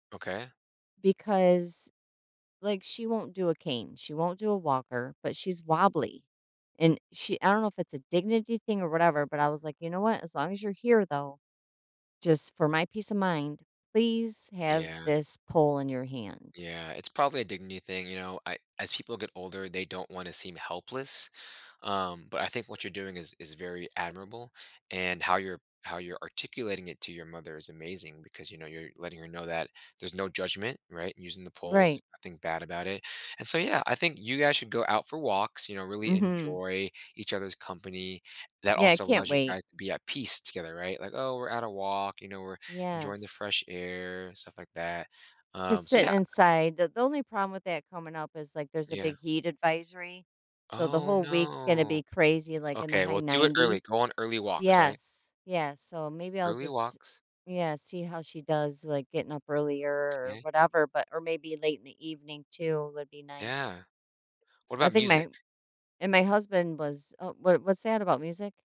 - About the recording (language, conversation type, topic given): English, advice, How can I cope with anxiety while waiting for my medical test results?
- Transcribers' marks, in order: tapping; "dignity" said as "digny"; other background noise